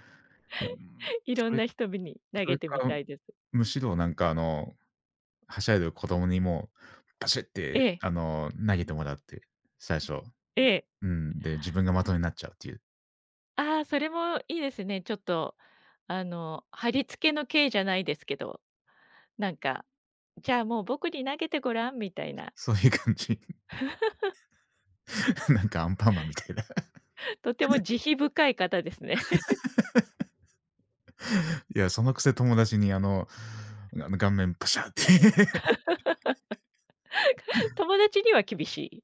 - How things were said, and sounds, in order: laughing while speaking: "そういう感じ。 なんかアンパンマンみたいな"; chuckle; other background noise; chuckle; laughing while speaking: "ですね"; laugh; chuckle; laugh; laughing while speaking: "パシャって"; laugh
- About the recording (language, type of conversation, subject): Japanese, unstructured, お祭りに行くと、どんな気持ちになりますか？